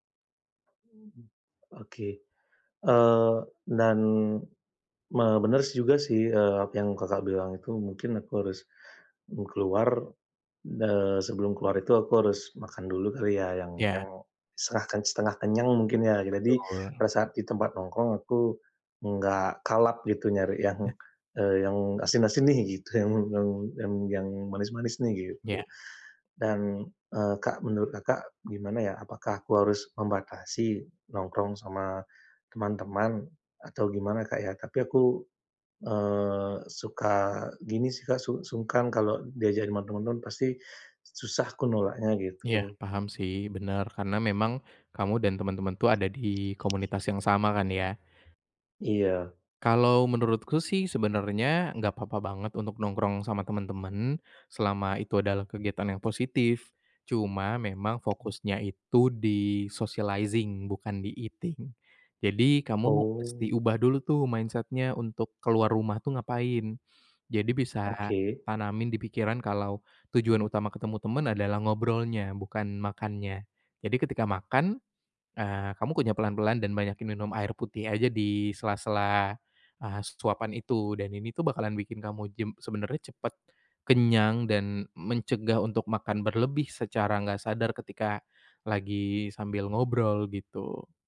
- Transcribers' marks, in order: tapping; other background noise; in English: "di-socializing"; in English: "di-eating"; in English: "mindset-nya"
- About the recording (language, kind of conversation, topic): Indonesian, advice, Bagaimana saya bisa tetap menjalani pola makan sehat saat makan di restoran bersama teman?